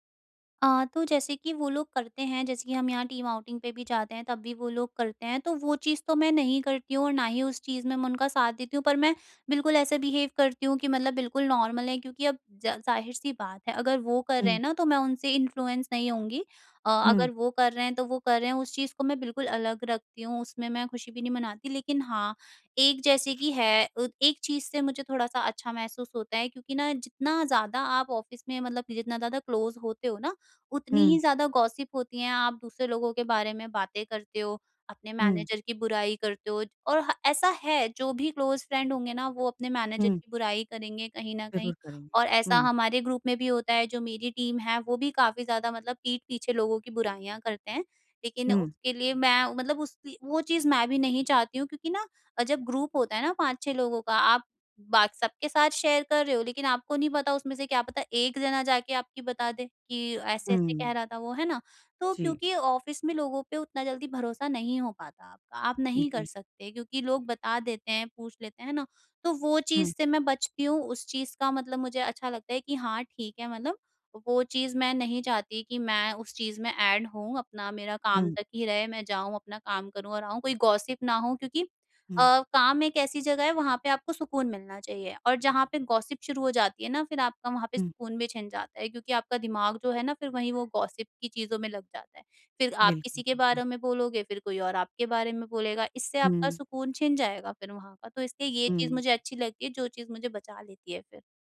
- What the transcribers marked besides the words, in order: in English: "टीम आउटिंग"; in English: "बिहेव"; in English: "नॉर्मल"; in English: "इन्फ्लुएंस"; in English: "ऑफ़िस"; in English: "क्लोज़"; in English: "गॉसिप"; in English: "मैनेजर"; in English: "क्लोज़ फ्रेंड"; in English: "मैनेजर"; in English: "ग्रुप"; in English: "टीम"; in English: "ग्रुप"; in English: "शेयर"; in English: "ऑफ़िस"; in English: "एड"; in English: "गॉसिप"; in English: "गॉसिप"; in English: "गॉसिप"
- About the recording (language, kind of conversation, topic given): Hindi, advice, भीड़ में खुद को अलग महसूस होने और शामिल न हो पाने के डर से कैसे निपटूँ?